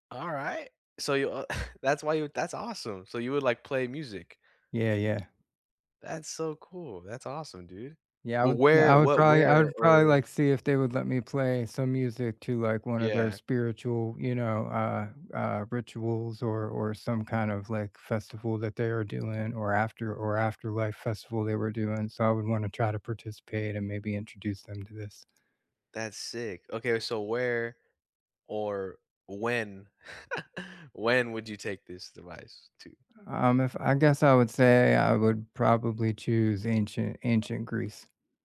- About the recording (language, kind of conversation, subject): English, unstructured, What historical period would you like to visit?
- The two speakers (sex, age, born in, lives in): male, 20-24, United States, United States; male, 45-49, United States, United States
- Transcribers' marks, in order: chuckle; tapping; chuckle